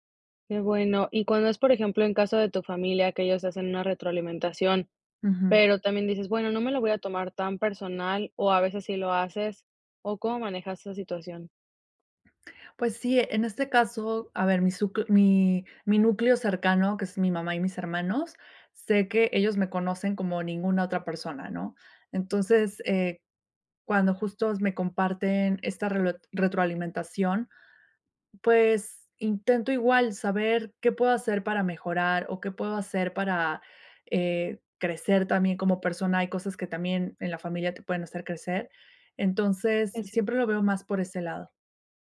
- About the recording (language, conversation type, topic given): Spanish, podcast, ¿Cómo manejas la retroalimentación difícil sin tomártela personal?
- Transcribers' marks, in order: none